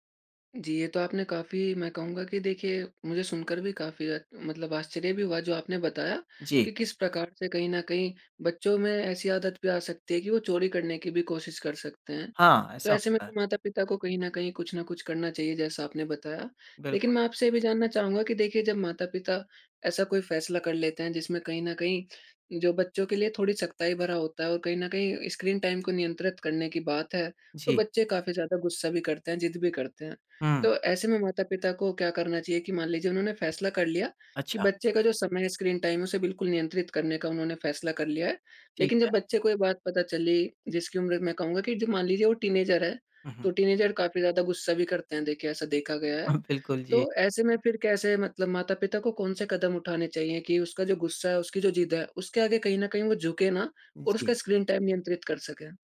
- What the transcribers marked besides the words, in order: in English: "टाइम"; tapping; in English: "टाइम"; in English: "टीनेजर"; in English: "टीनेजर"; other background noise; in English: "टाइम"
- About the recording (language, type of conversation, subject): Hindi, podcast, बच्चों का स्क्रीन समय सीमित करने के व्यावहारिक तरीके क्या हैं?